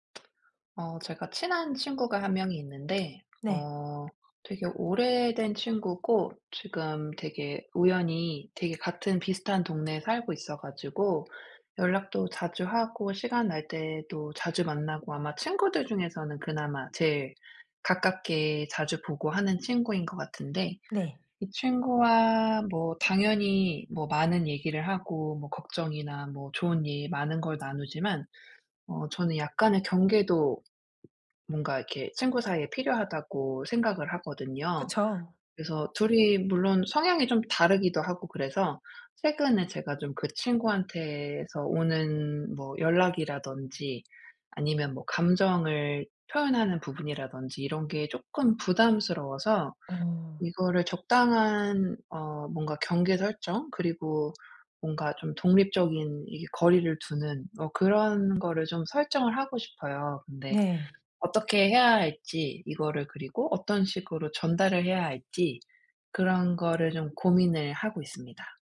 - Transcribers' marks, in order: tsk; other background noise; tapping
- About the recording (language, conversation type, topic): Korean, advice, 친구들과 건강한 경계를 정하고 이를 어떻게 의사소통할 수 있을까요?